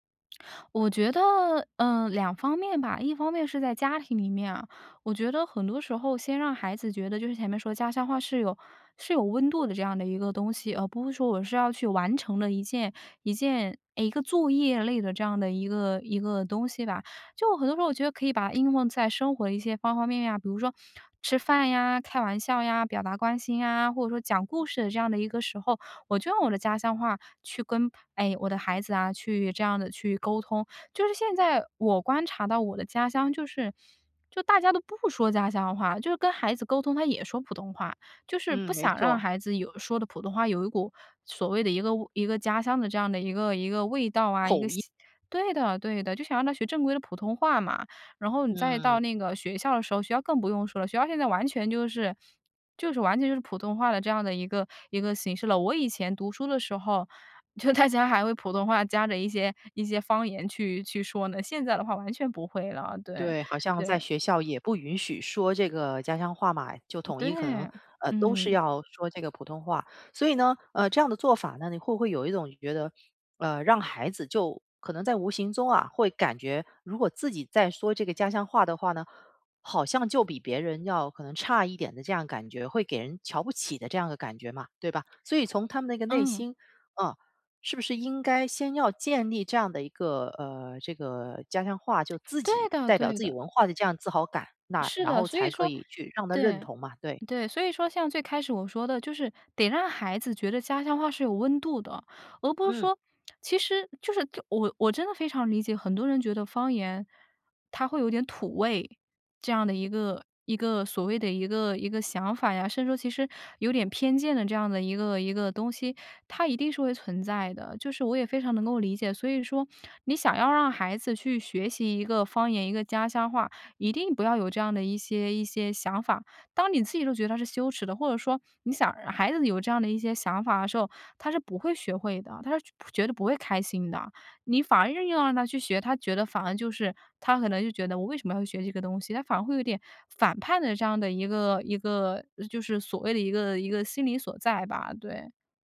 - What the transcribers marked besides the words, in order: other background noise; laughing while speaking: "就"
- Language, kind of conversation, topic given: Chinese, podcast, 你会怎样教下一代家乡话？